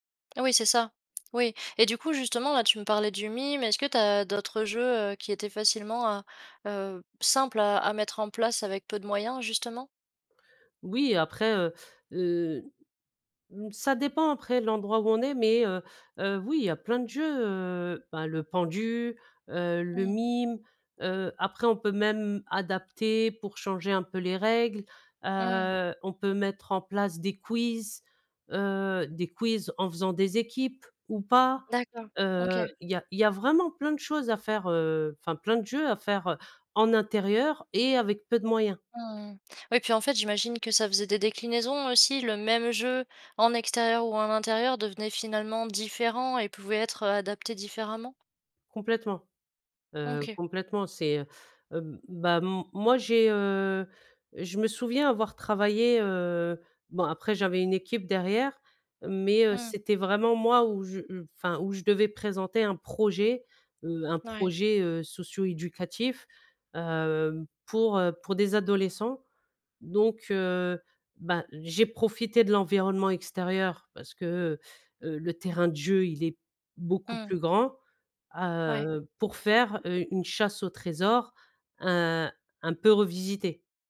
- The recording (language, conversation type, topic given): French, podcast, Comment fais-tu pour inventer des jeux avec peu de moyens ?
- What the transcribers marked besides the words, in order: other background noise